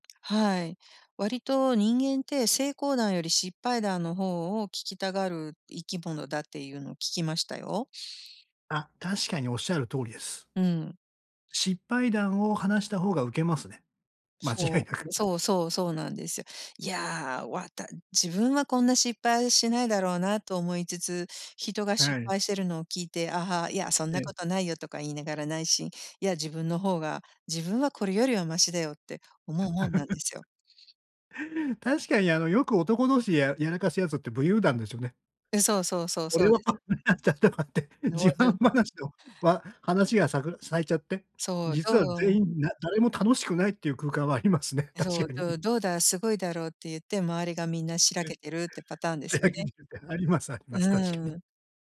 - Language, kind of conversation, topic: Japanese, advice, パーティーで自然に会話を続けるにはどうすればいいですか？
- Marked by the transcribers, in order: chuckle; laughing while speaking: "俺はこんなっちゃったかって、自慢話で"; laughing while speaking: "ありますね、確かに"; laughing while speaking: "え。しらけてるみたいな。あります あります、確かに"